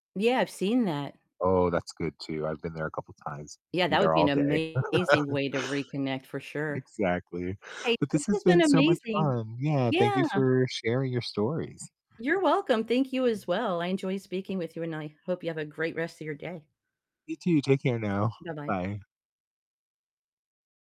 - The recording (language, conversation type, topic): English, unstructured, How do you keep in touch with friends who live far away?
- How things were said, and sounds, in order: chuckle; distorted speech